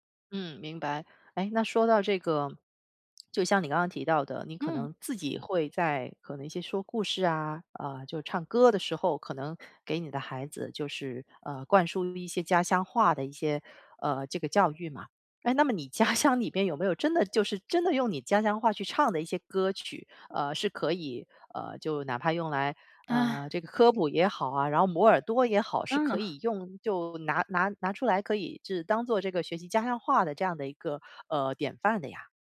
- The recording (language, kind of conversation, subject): Chinese, podcast, 你会怎样教下一代家乡话？
- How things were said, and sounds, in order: other background noise; laughing while speaking: "家乡"